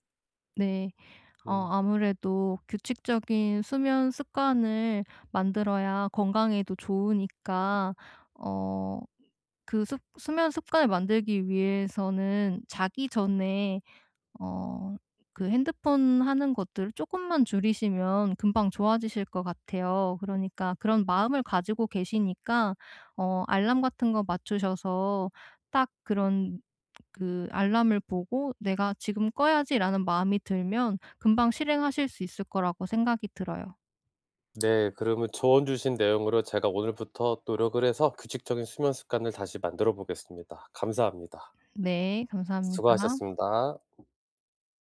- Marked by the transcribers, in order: other background noise; tapping
- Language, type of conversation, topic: Korean, advice, 하루 일과에 맞춰 규칙적인 수면 습관을 어떻게 시작하면 좋을까요?